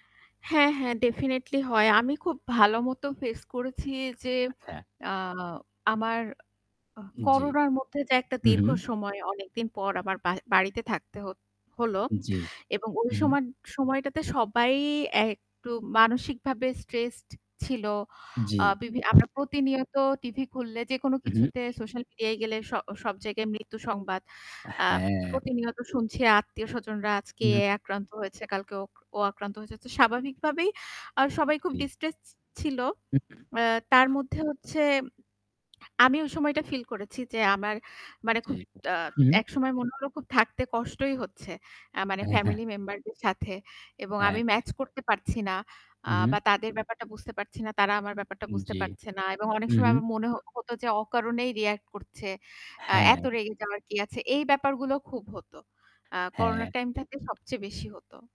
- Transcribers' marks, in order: other background noise; static; horn; tapping; other noise; laughing while speaking: "হ্যাঁ, হ্যাঁ"
- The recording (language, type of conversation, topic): Bengali, unstructured, পরিবারের সঙ্গে বিরোধ হলে আপনি কীভাবে শান্তি বজায় রাখেন?